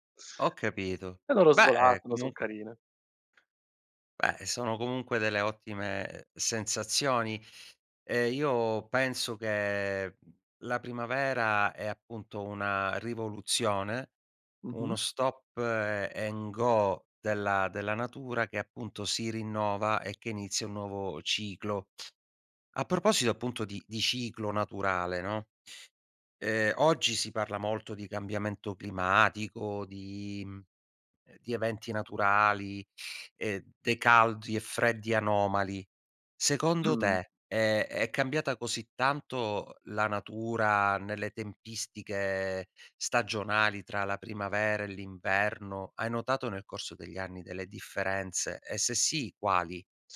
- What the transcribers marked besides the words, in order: in English: "stop a and go"
- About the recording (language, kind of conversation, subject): Italian, podcast, Come fa la primavera a trasformare i paesaggi e le piante?